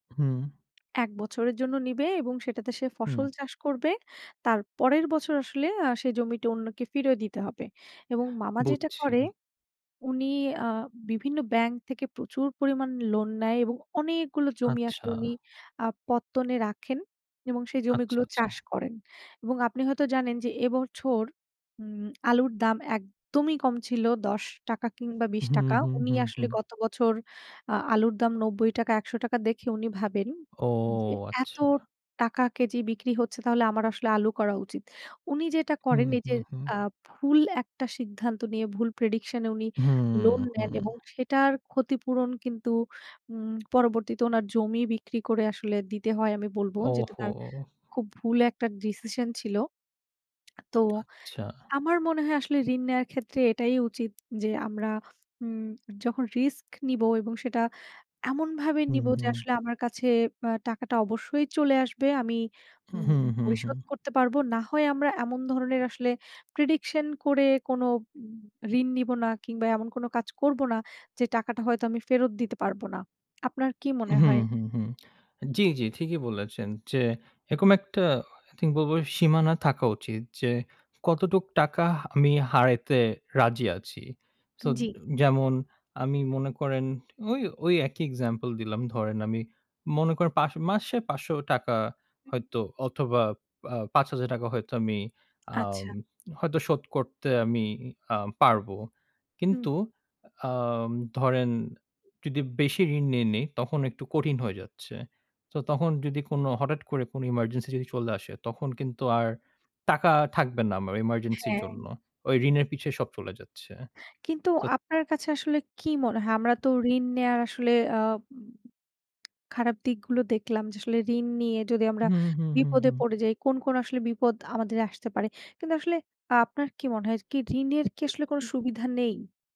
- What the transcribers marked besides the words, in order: "ফিরিয়ে" said as "ফিরয়ে"; stressed: "একদমই"; in English: "prediction"; lip smack; lip smack; tapping; in English: "prediction"; lip smack; in English: "I think"; lip smack
- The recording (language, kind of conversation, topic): Bengali, unstructured, ঋণ নেওয়া কখন ঠিক এবং কখন ভুল?